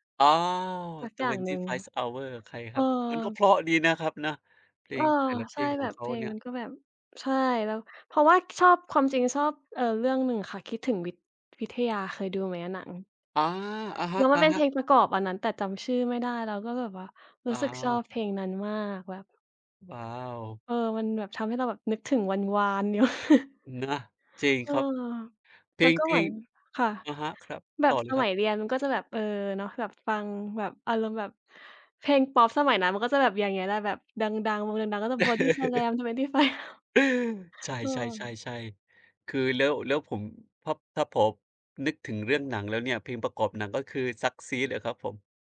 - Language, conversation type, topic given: Thai, unstructured, เพลงไหนที่ฟังแล้วทำให้คุณนึกถึงความทรงจำดีๆ?
- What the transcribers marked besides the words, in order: tapping; laughing while speaking: "อยู่"; chuckle; chuckle; laughing while speaking: "25 Hours"